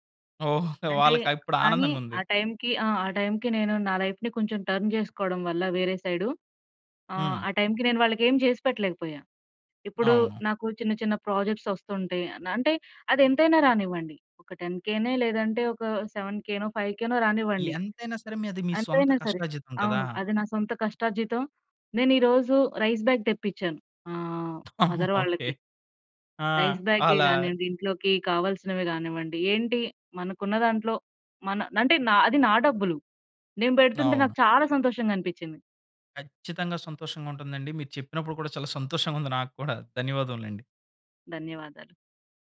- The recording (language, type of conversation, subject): Telugu, podcast, సరైన సమయంలో జరిగిన పరీక్ష లేదా ఇంటర్వ్యూ ఫలితం ఎలా మారింది?
- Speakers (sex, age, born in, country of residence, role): female, 25-29, India, India, guest; male, 30-34, India, India, host
- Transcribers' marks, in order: chuckle; in English: "టైమ్‌కి"; in English: "లైఫ్‌ని"; in English: "టర్న్"; in English: "ప్రాజెక్ట్స్"; in English: "రైస్ బాగ్"; in English: "మదర్"; laughing while speaking: "ఓకే"; in English: "రైస్"